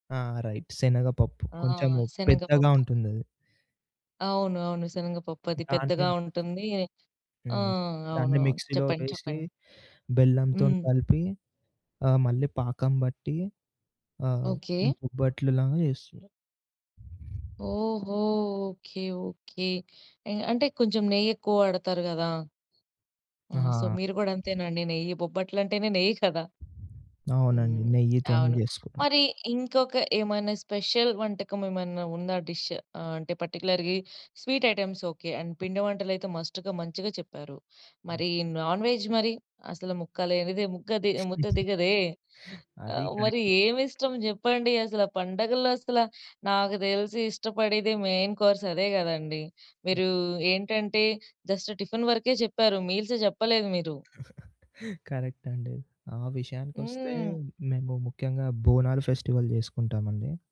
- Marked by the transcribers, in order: in English: "రైట్"; other background noise; in English: "సో"; wind; in English: "స్పెషల్"; in English: "డిష్"; in English: "పార్టిక్యులర్‌వి స్వీట్ ఐటెమ్స్"; in English: "అండ్"; in English: "మస్ట్‌గా"; in English: "నాన్ వెజ్"; in English: "మెయిన్ కోర్స్"; in English: "జస్ట్"; in English: "మీల్స్"; chuckle; in English: "కరెక్ట్"; in English: "ఫెస్టివల్"
- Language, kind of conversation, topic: Telugu, podcast, పండుగ సమయంలో మీరు ఇష్టపడే వంటకం ఏది?